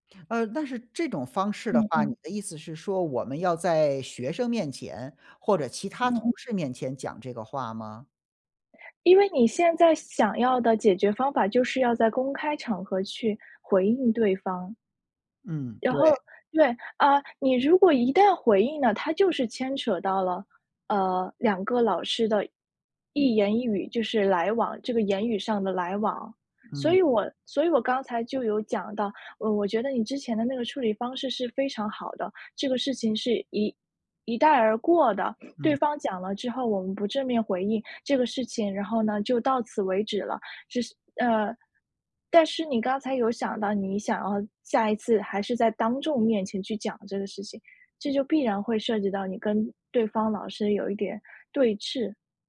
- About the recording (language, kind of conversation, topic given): Chinese, advice, 在聚会中被当众纠正时，我感到尴尬和愤怒该怎么办？
- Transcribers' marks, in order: none